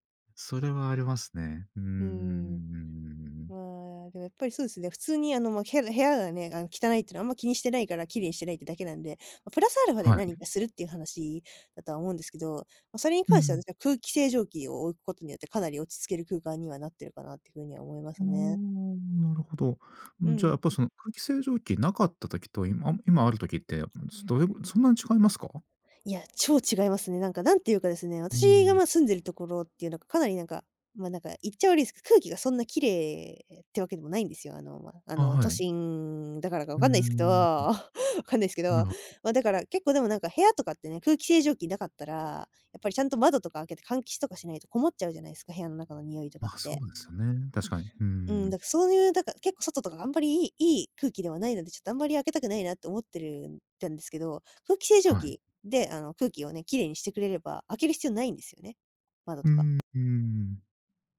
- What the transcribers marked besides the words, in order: drawn out: "うーん"; other background noise; unintelligible speech; tapping; laugh
- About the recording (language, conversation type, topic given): Japanese, podcast, 自分の部屋を落ち着ける空間にするために、どんな工夫をしていますか？